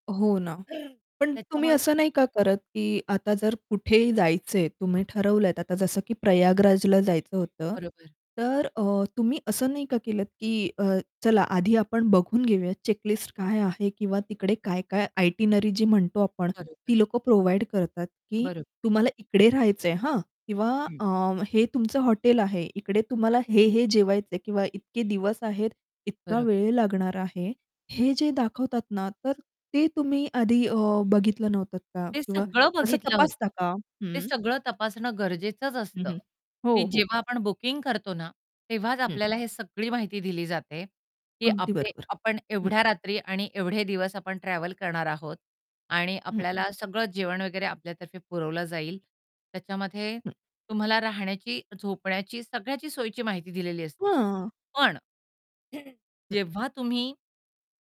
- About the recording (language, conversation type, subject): Marathi, podcast, रात्री एकट्याने राहण्यासाठी ठिकाण कसे निवडता?
- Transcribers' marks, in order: distorted speech; in English: "आयटिनरी"; in English: "प्रोव्हाईड"; static; other background noise; throat clearing